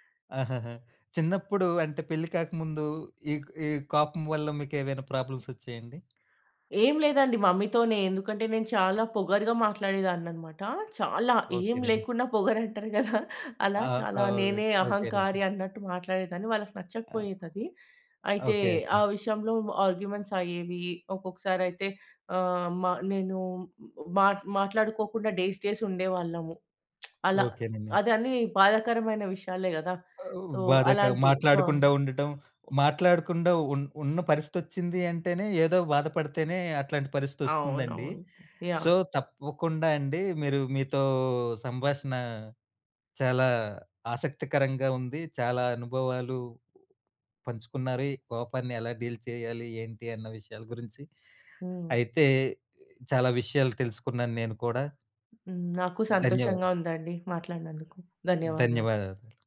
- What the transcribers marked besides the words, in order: in English: "ప్రాబ్లమ్స్"; tapping; in English: "మమ్మీతోనే"; chuckle; in English: "ఆర్గ్యుమెంట్స్"; in English: "డేస్ డేస్"; lip smack; sniff; in English: "సో"; in English: "సో"; in English: "డీల్"; other background noise
- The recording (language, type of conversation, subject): Telugu, podcast, మనసులో మొదటగా కలిగే కోపాన్ని మీరు ఎలా నియంత్రిస్తారు?